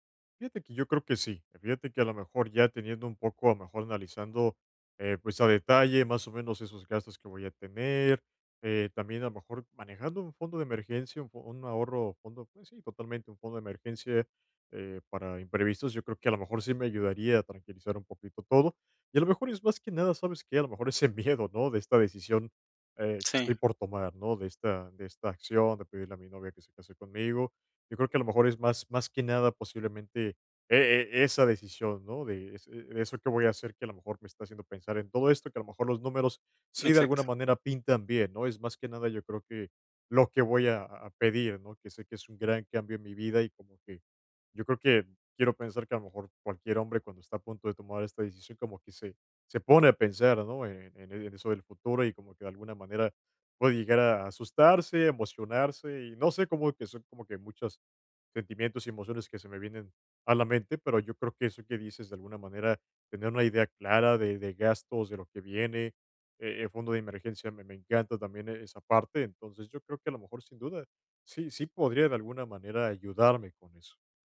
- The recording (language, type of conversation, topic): Spanish, advice, ¿Cómo puedo aprender a confiar en el futuro otra vez?
- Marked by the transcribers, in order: laughing while speaking: "ese"; other background noise